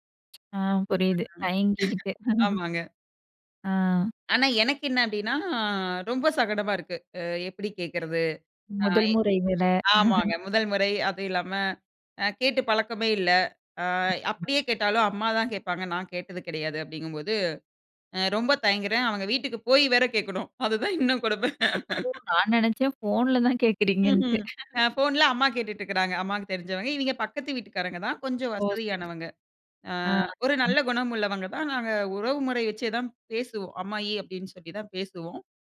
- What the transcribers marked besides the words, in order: other background noise; unintelligible speech; laughing while speaking: "ஆமாங்க"; chuckle; drawn out: "அப்டின்னா"; chuckle; unintelligible speech; laughing while speaking: "அதுதான் இன்னும் கொடுமை"; laughing while speaking: "கேட்கிறீங்கன்ட்டு"; other noise
- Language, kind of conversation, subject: Tamil, podcast, சுயமாக உதவி கேட்க பயந்த தருணத்தை நீங்கள் எப்படி எதிர்கொண்டீர்கள்?